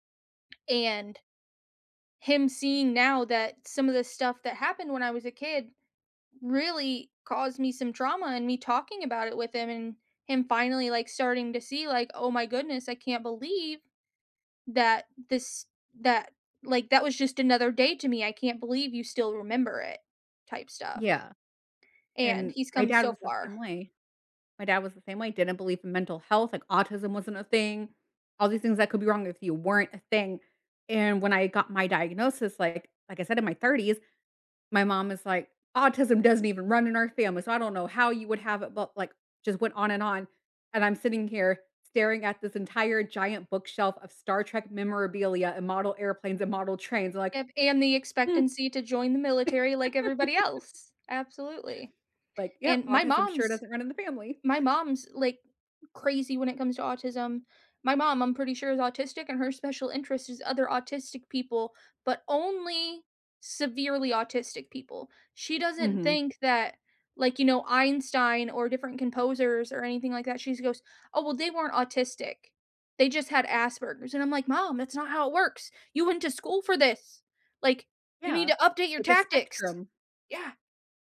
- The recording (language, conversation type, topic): English, unstructured, What boundaries help your relationships feel safe, warm, and connected, and how do you share them kindly?
- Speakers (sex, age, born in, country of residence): female, 30-34, United States, United States; female, 30-34, United States, United States
- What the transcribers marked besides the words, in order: tapping; laugh; chuckle; stressed: "Yeah!"